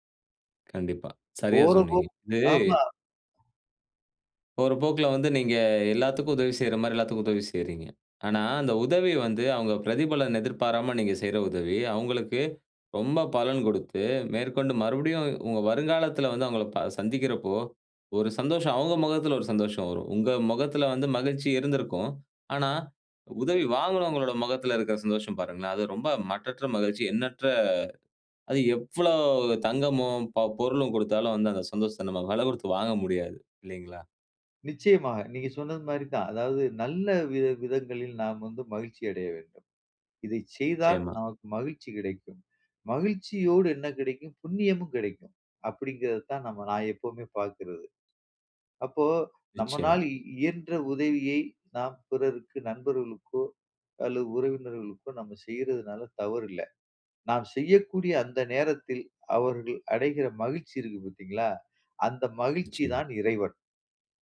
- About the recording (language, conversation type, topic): Tamil, podcast, இதைச் செய்வதால் உங்களுக்கு என்ன மகிழ்ச்சி கிடைக்கிறது?
- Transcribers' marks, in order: other noise; drawn out: "நீங்க"; joyful: "அது ரொம்ப மட்டற்ற மகிழ்ச்சி, எண்ணற்ற … வாங்க முடியாது! இல்லைங்களா?"